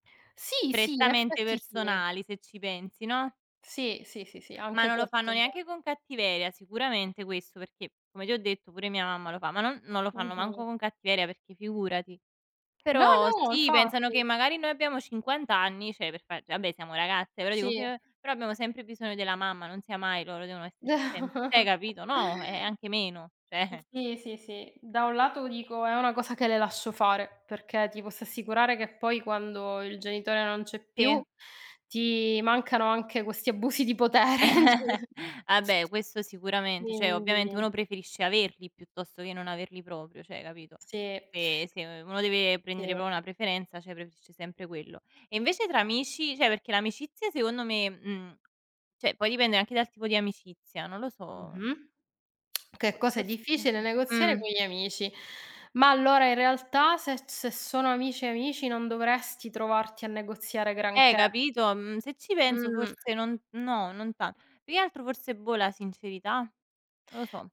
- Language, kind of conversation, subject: Italian, unstructured, Qual è la cosa più difficile da negoziare, secondo te?
- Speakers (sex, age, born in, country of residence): female, 25-29, Italy, Italy; female, 40-44, Italy, Italy
- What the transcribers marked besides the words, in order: stressed: "No, no"; "cioè" said as "ceh"; chuckle; tapping; "cioè" said as "ceh"; "cioè" said as "ceh"; other noise; chuckle; "Vabbè" said as "abbè"; "cioè" said as "ceh"; laughing while speaking: "potere, sì"; other background noise; "proprio" said as "propio"; "cioè" said as "ceh"; "proprio" said as "propo"; "cioè" said as "ceh"; "Cioè" said as "ceh"; "cioè" said as "ceh"